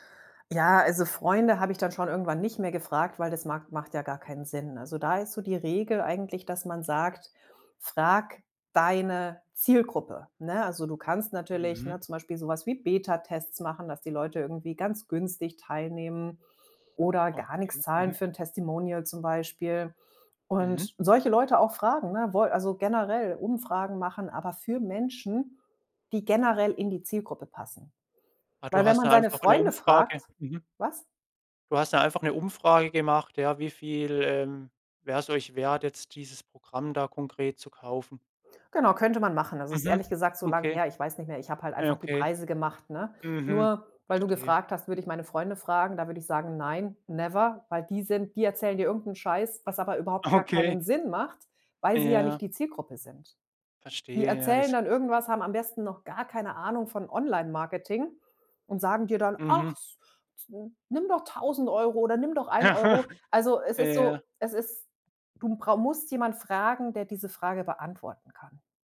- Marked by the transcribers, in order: other background noise; in English: "never"; laughing while speaking: "Okay"; tapping; laughing while speaking: "Aha"
- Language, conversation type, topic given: German, podcast, Wie wichtig sind Likes und Follower für dein Selbstwertgefühl?